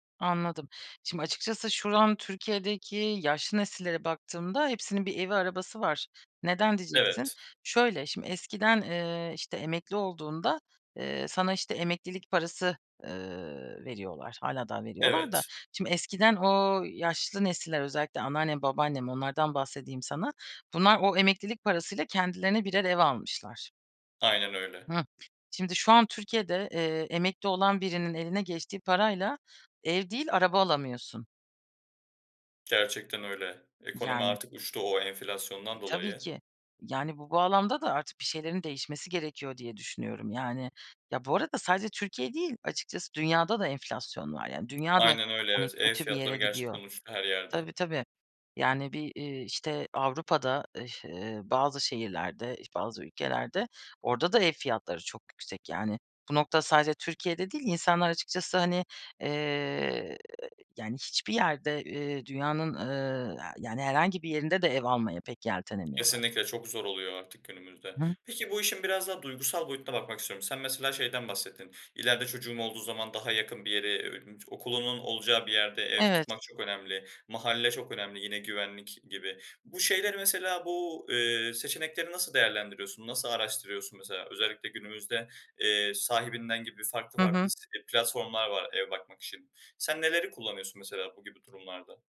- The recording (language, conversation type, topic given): Turkish, podcast, Ev almak mı, kiralamak mı daha mantıklı sizce?
- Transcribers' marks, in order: other background noise; tapping